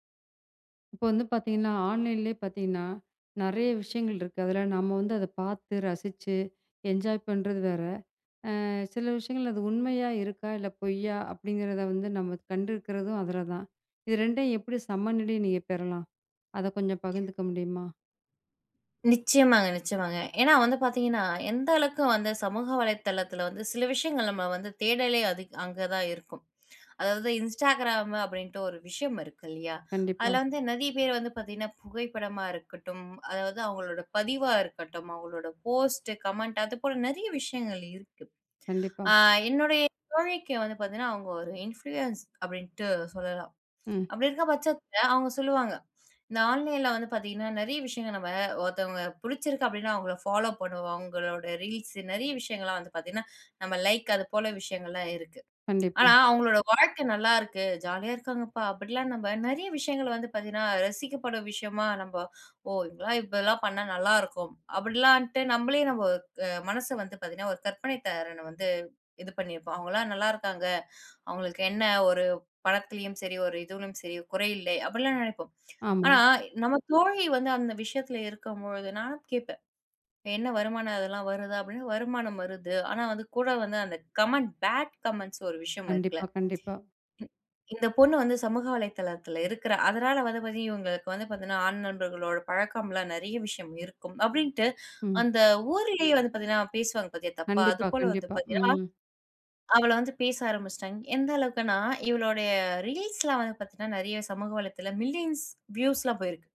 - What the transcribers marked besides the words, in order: in English: "ஆன்லைன்லயே"; other background noise; other noise; in English: "போஸ்ட், கமெண்ட்"; in English: "இன்ஃபுளூயன்ஸ்"; in English: "ஆன்லைன்ல"; in English: "ஃபாலோ"; in English: "ரீல்ஸ்"; in English: "லைக்"; "திறன்" said as "தரன"; in English: "கமெண்ட் பேட் கமெண்ட்ஸ்"; tapping; in English: "ரீல்ஸ்"; in English: "மில்லியன்ஸ் வியூஸ்லாம்"
- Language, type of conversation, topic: Tamil, podcast, ஆன்லைனில் ரசிக்கப்படுவதையும் உண்மைத்தன்மையையும் எப்படி சமநிலைப்படுத்தலாம்?